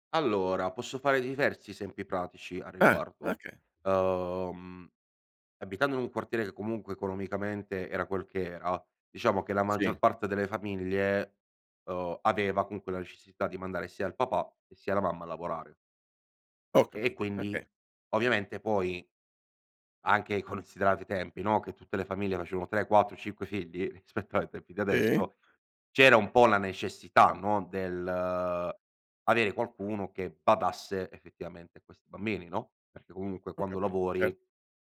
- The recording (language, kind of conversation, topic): Italian, podcast, Quali valori dovrebbero unire un quartiere?
- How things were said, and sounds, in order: "esempi" said as "isempi"; laughing while speaking: "considerati"; laughing while speaking: "rispetto"